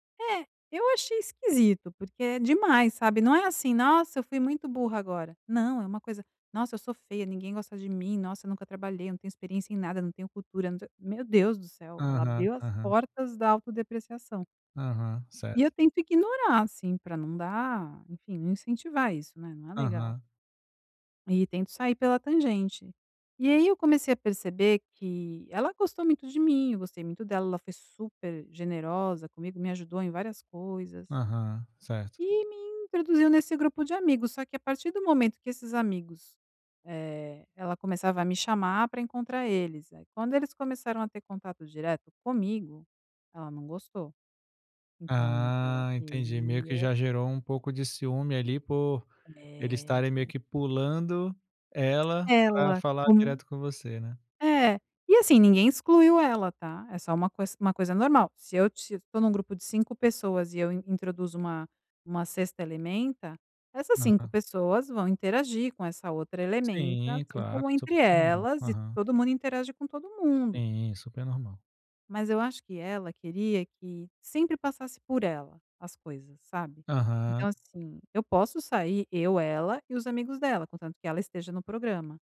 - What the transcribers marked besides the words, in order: drawn out: "É"; tongue click
- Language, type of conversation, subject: Portuguese, advice, Como lidar com a sensação de estar sendo atacado por críticas indiretas e comentários passivo-agressivos?